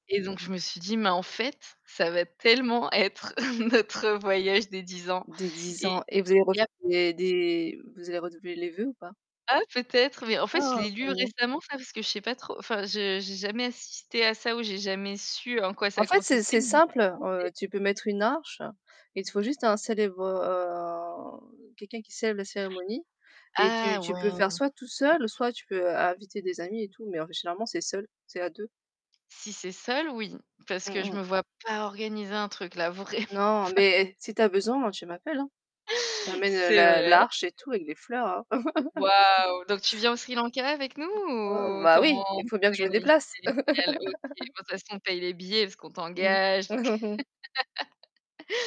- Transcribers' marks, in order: static; stressed: "tellement"; chuckle; distorted speech; "refait" said as "redvait"; other background noise; unintelligible speech; drawn out: "heu"; chuckle; unintelligible speech; laugh; laugh; chuckle; laugh
- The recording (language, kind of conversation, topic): French, unstructured, As-tu une destination de rêve que tu aimerais visiter un jour ?